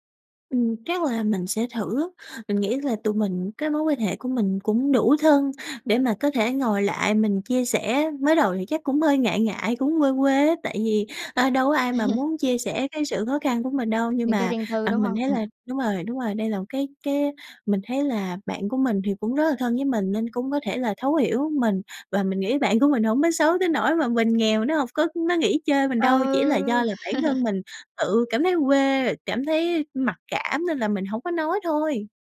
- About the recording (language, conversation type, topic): Vietnamese, advice, Bạn làm gì khi cảm thấy bị áp lực phải mua sắm theo xu hướng và theo mọi người xung quanh?
- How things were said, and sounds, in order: tapping; laugh; other background noise; laugh